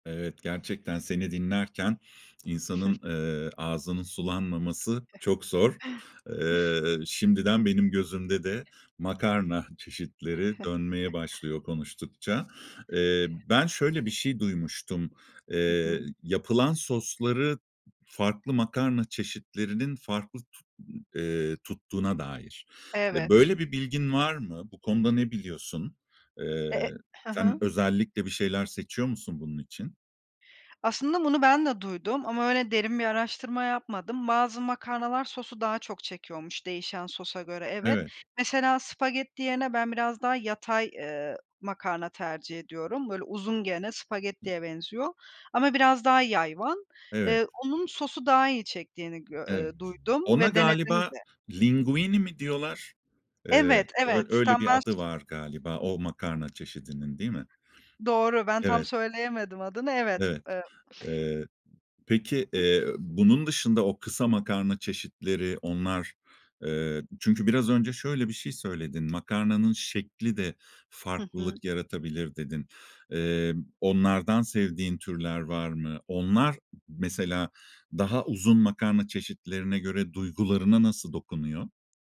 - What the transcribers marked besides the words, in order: sniff; chuckle; chuckle; other background noise; chuckle; tapping; in Italian: "linguine"; unintelligible speech; sniff; other noise
- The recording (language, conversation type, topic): Turkish, podcast, Uzun bir günün ardından sana en iyi gelen yemek hangisi?